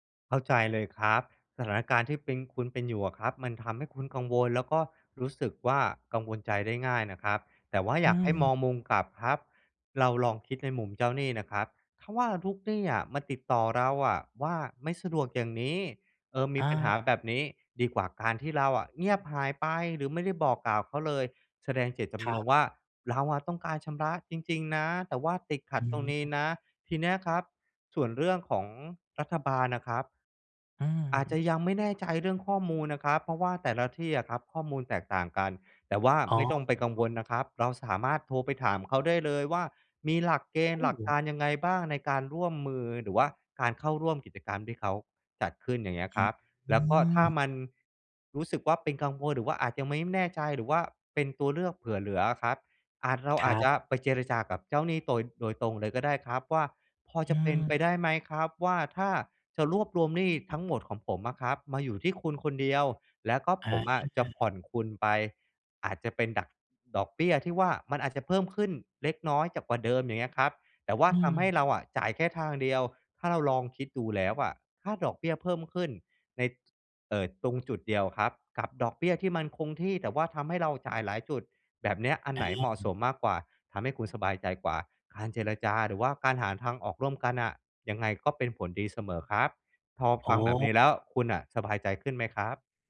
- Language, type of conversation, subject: Thai, advice, ฉันควรจัดงบรายเดือนอย่างไรเพื่อให้ลดหนี้ได้อย่างต่อเนื่อง?
- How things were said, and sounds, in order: other background noise